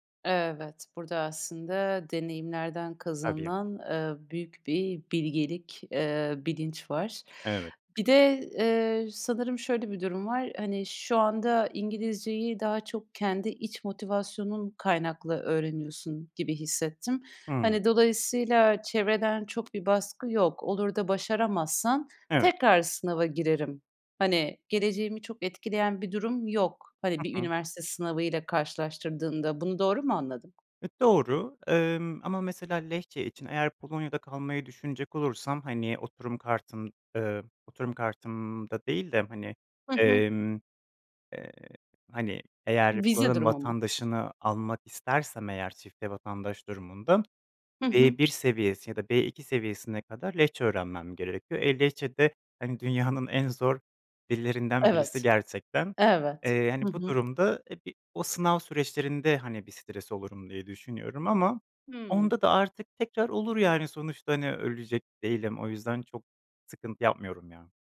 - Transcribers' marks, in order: tapping
- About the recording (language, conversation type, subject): Turkish, podcast, Sınav kaygısıyla başa çıkmak için genelde ne yaparsın?